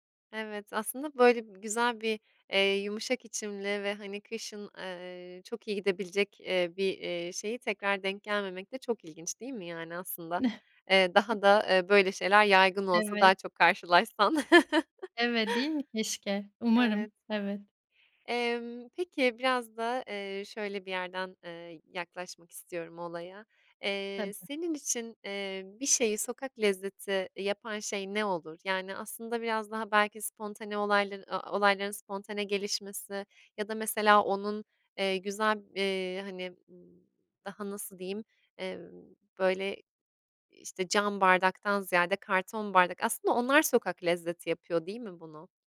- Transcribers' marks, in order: chuckle; tapping; chuckle
- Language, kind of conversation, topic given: Turkish, podcast, Sokak lezzetleriyle ilgili en etkileyici anın neydi?